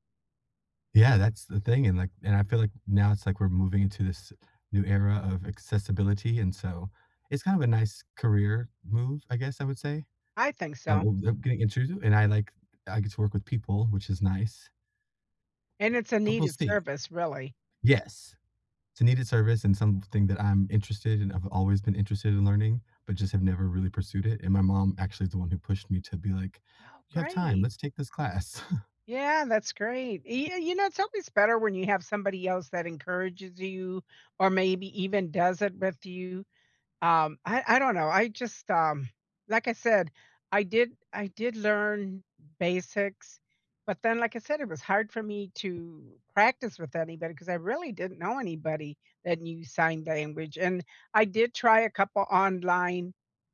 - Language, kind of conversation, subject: English, unstructured, What goal have you set that made you really happy?
- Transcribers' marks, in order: tapping; other background noise; chuckle